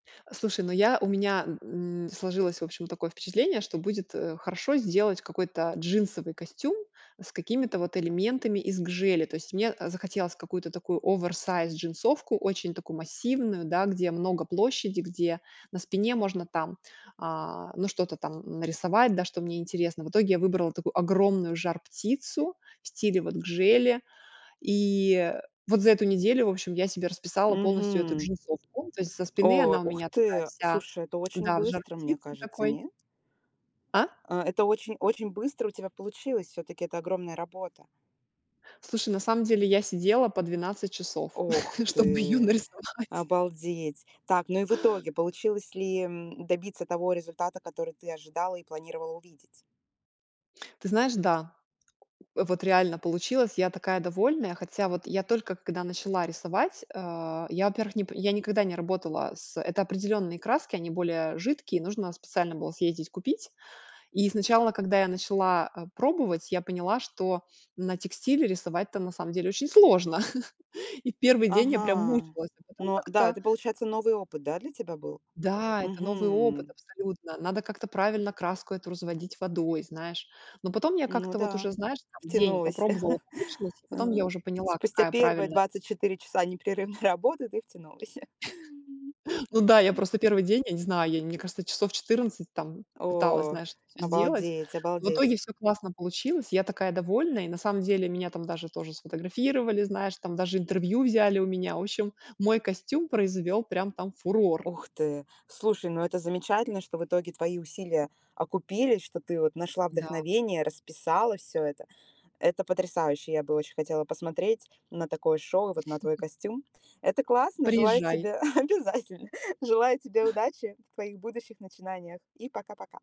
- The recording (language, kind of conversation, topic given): Russian, podcast, Как вы обычно находите вдохновение для новых идей?
- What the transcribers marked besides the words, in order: tapping; laugh; laughing while speaking: "нарисовать"; other background noise; chuckle; chuckle; chuckle; chuckle; chuckle